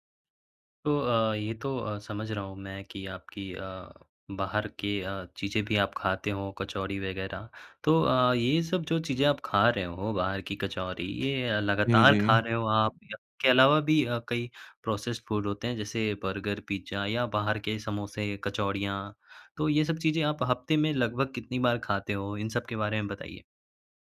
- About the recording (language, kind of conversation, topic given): Hindi, advice, आपकी कसरत में प्रगति कब और कैसे रुक गई?
- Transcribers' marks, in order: in English: "प्रोसेस्ड फूड"